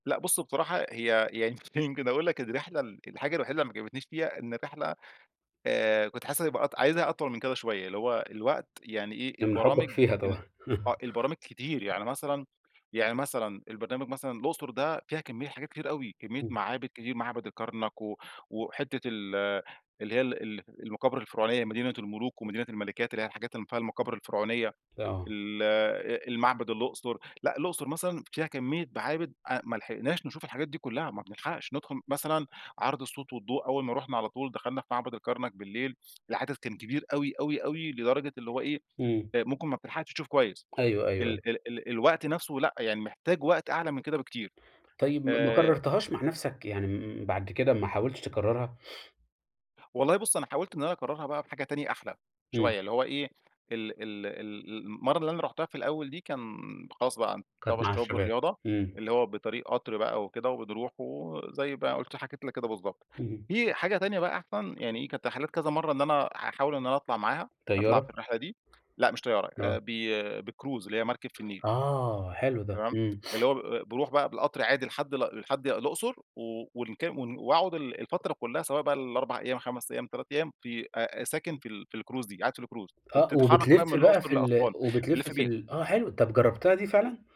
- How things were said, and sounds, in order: chuckle; laugh; tapping; sniff; in English: "بCruise"; sniff; in English: "الCruise"; in English: "الCruise"
- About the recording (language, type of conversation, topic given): Arabic, podcast, احكيلي عن أجمل رحلة رُحتها في حياتك؟